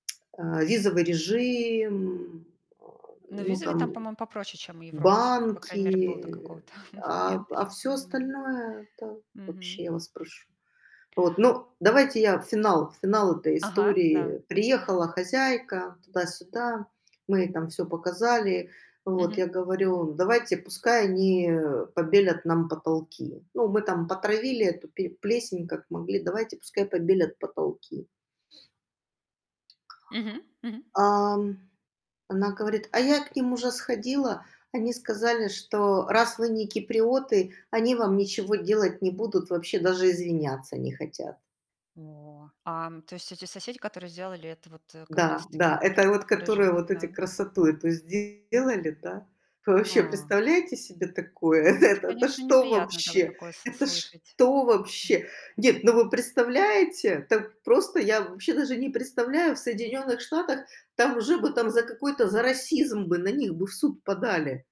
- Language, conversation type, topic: Russian, unstructured, Какую роль в вашем путешествии играют местные жители?
- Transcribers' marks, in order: static; laughing while speaking: "момента"; tapping; chuckle; distorted speech; laughing while speaking: "Это"